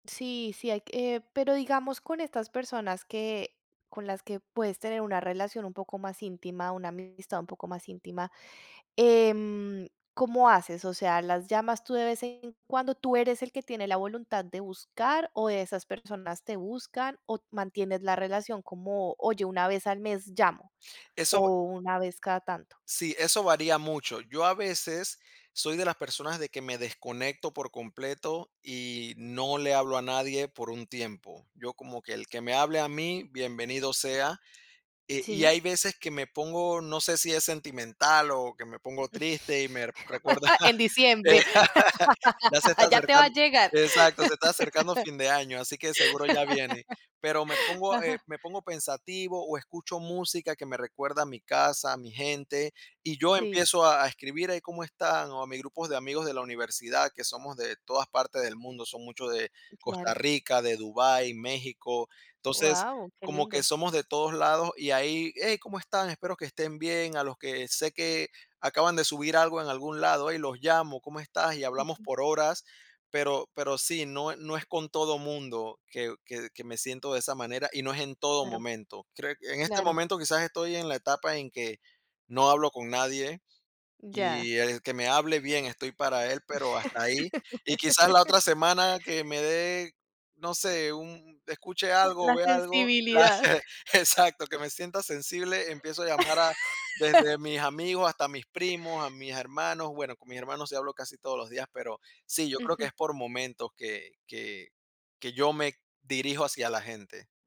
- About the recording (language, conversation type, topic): Spanish, podcast, ¿Cómo mantienes amistades a distancia?
- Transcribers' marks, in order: other noise; laugh; chuckle; laugh; laugh; laugh; laugh; chuckle; laugh